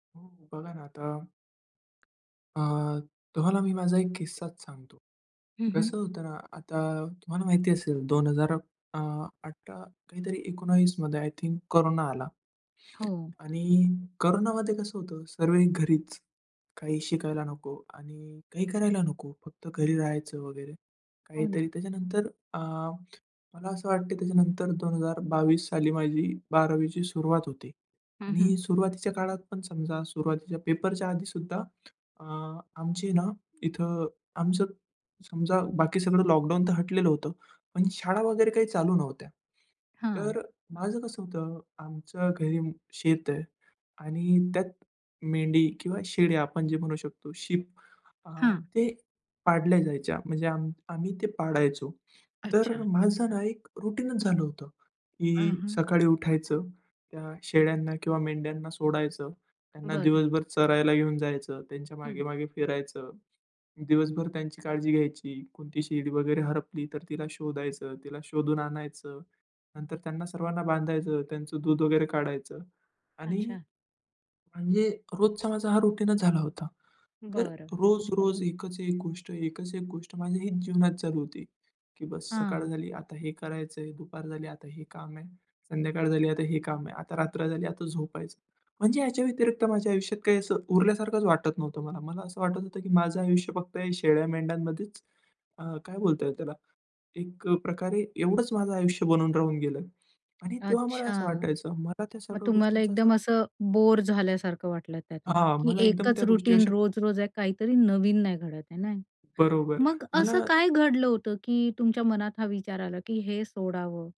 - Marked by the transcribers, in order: in English: "आय थिंक"; in English: "लॉकडाऊन"; in English: "शीप"; "पाडल्या" said as "पाळल्या"; "पाडायचो" said as "पाळायचो"; in English: "रुटीनच"; "हरपली" said as "हरवली"; in English: "रुटीनच"; in English: "बोअर"; in English: "रुटीन"
- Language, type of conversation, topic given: Marathi, podcast, कधी वाटलं की हे सोडावं, मग काय केलं?